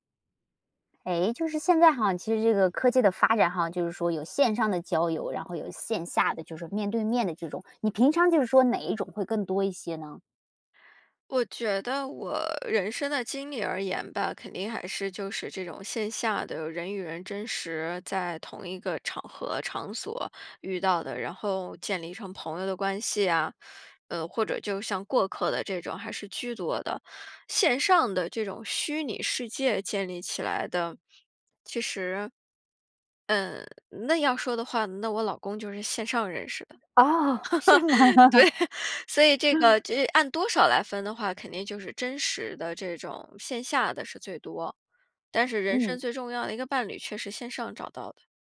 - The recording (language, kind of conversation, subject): Chinese, podcast, 你会如何建立真实而深度的人际联系？
- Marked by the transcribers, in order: laugh; laughing while speaking: "对"; laughing while speaking: "是吗？"